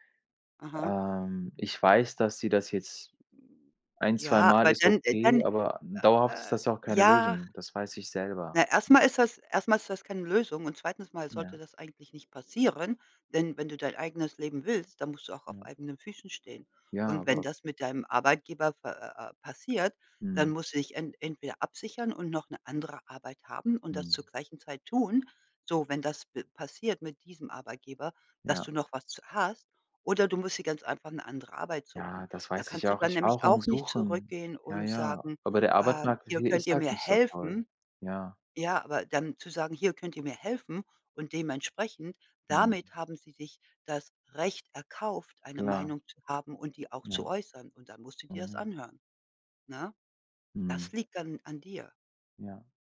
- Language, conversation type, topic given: German, unstructured, Wie reagierst du, wenn deine Familie deine Entscheidungen kritisiert?
- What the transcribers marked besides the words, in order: other background noise; other noise; stressed: "passieren"; stressed: "tun"; "Arbeitsmarkt" said as "Arbeitmarkt"; stressed: "Recht erkauft"